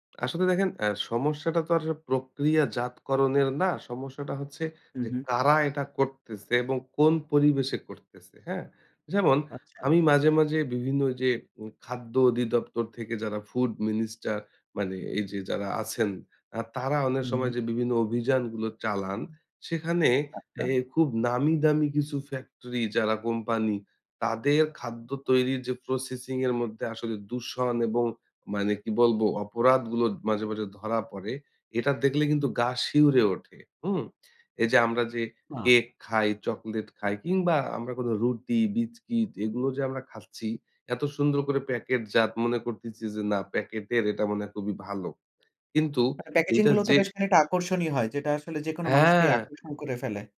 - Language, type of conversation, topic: Bengali, podcast, প্রতিদিনের কোন কোন ছোট অভ্যাস আরোগ্যকে ত্বরান্বিত করে?
- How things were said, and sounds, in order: in English: "ফুড মিনিস্টার"; "অনেক" said as "অলে"; "বিস্কিট" said as "বিচকিট"; in English: "প্যাকেজিং"; drawn out: "হ্যাঁ"